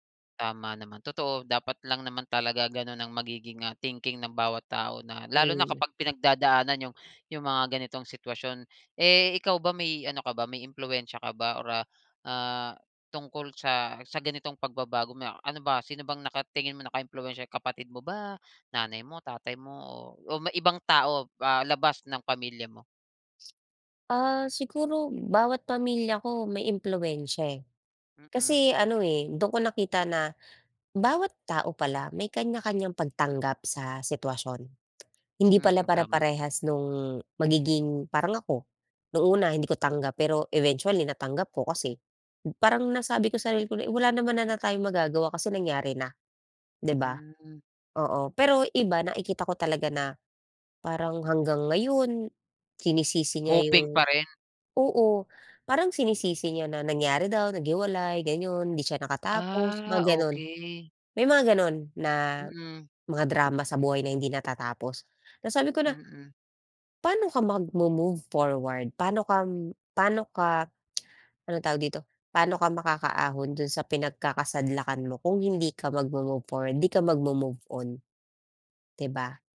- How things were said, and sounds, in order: other background noise; tapping; tongue click
- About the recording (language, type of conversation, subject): Filipino, podcast, Ano ang naging papel ng pamilya mo sa mga pagbabagong pinagdaanan mo?